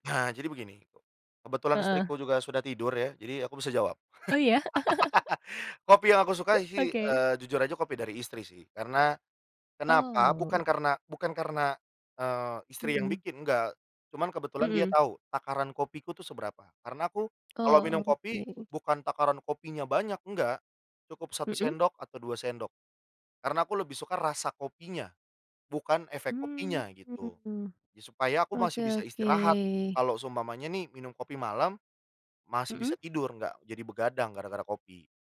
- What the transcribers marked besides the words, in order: laugh; chuckle; other noise; tapping
- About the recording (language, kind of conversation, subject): Indonesian, podcast, Apa peran kopi atau teh di pagi harimu?